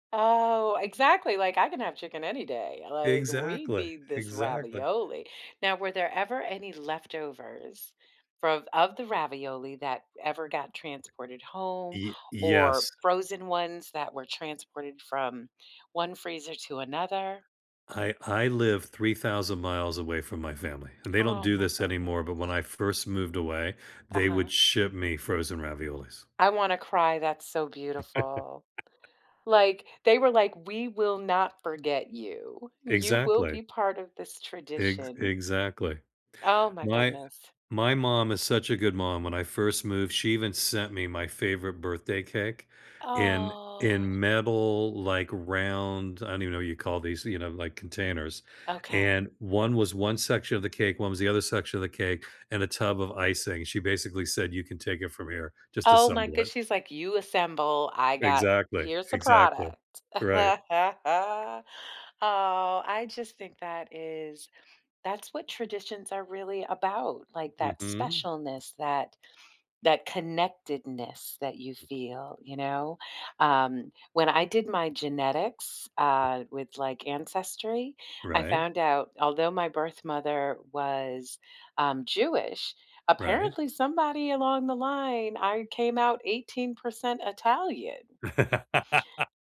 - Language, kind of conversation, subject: English, unstructured, How can I use food to connect with my culture?
- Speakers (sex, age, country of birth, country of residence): female, 60-64, United States, United States; male, 65-69, United States, United States
- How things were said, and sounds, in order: "from" said as "frov"; other background noise; laugh; drawn out: "Oh"; chuckle; unintelligible speech; laugh